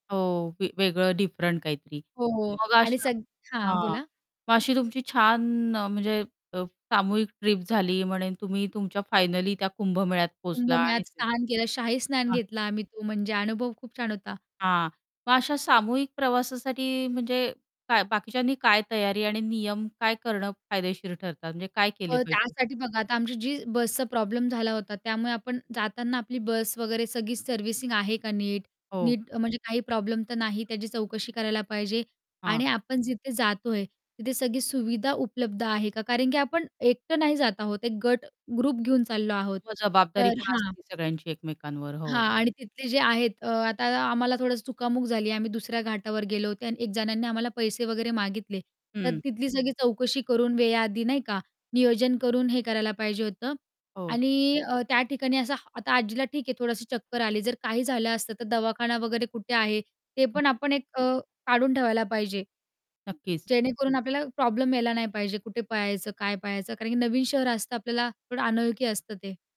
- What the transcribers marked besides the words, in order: static; distorted speech; other background noise; in English: "ग्रुप"; unintelligible speech; unintelligible speech
- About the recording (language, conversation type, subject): Marathi, podcast, तुम्हाला कोणता सामूहिक प्रवासाचा अनुभव खास वाटतो?